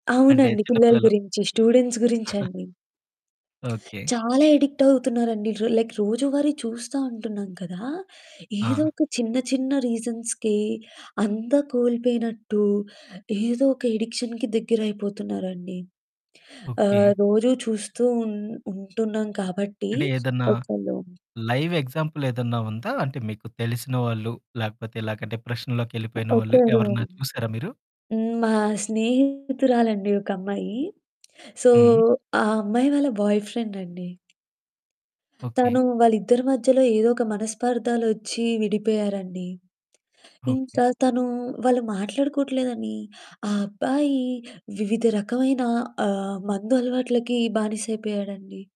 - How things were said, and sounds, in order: in English: "స్టూడెంట్స్"; chuckle; other background noise; in English: "యడిక్ట్"; in English: "లైక్"; in English: "రీజన్స్‌కే"; in English: "యడిక్షన్‌కి"; in English: "లైవ్"; in English: "డిప్రెషన్‌లోకెళ్ళిపోయిన"; unintelligible speech; distorted speech; in English: "సో"; in English: "బాయ్‌ఫ్రెండ్"
- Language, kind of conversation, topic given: Telugu, podcast, పాత అలవాట్లను వదిలి బయటికి రావడంలో మీ అనుభవం ఎలా ఉంది?